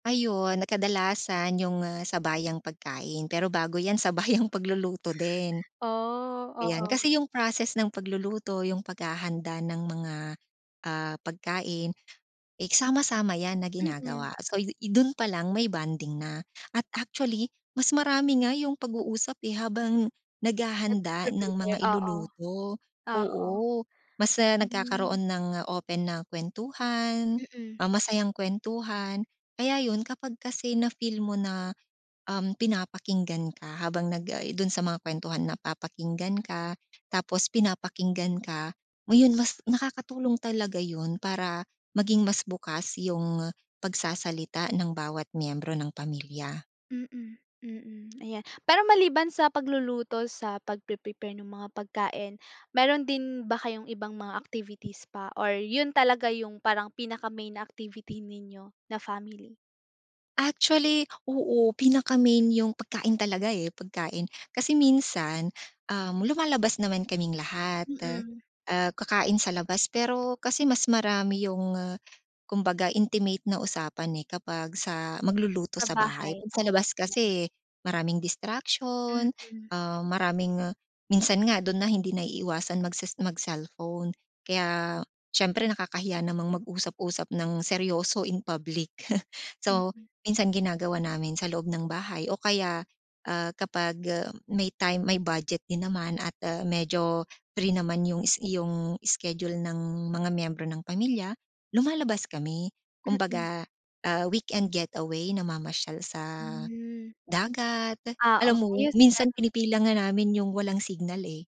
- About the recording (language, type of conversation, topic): Filipino, podcast, Paano ninyo sinisiguro na ligtas magsalita ang bawat miyembro?
- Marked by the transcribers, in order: laughing while speaking: "sabayang"; other background noise; wind; tapping; chuckle